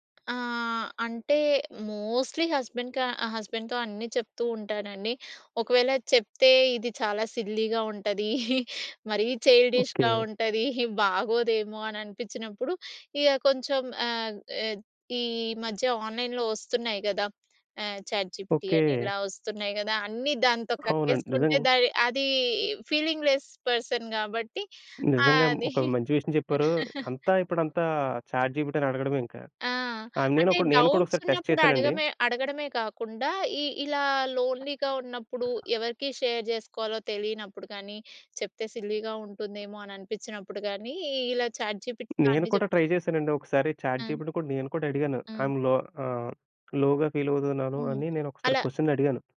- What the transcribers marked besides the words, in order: tapping; in English: "మోస్ట్‌లి హస్బెండ్"; in English: "హస్బెండ్‌తో"; in English: "సిల్లీగా"; in English: "చైల్డిష్‌గా"; in English: "ఆన్లైన్‌లో"; in English: "చాట్ జిపిటీ"; in English: "ఫీలింగ్‌లెస్ పర్సన్"; laughing while speaking: "అది"; in English: "చాట్ జిపిటిని"; in English: "డౌబ్ట్స్"; in English: "టెస్ట్"; in English: "లోన్‌లీగా"; other background noise; in English: "షేర్"; in English: "సిల్లీ‌గా"; in English: "చాట్ జిపిటీతో"; in English: "ట్రై"; in English: "చాట్ జిపిటి"; in English: "లో‌గా ఫీల్"; in English: "క్వెషన్"
- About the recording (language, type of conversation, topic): Telugu, podcast, స్నేహితులు, కుటుంబంతో ఉన్న సంబంధాలు మన ఆరోగ్యంపై ఎలా ప్రభావం చూపుతాయి?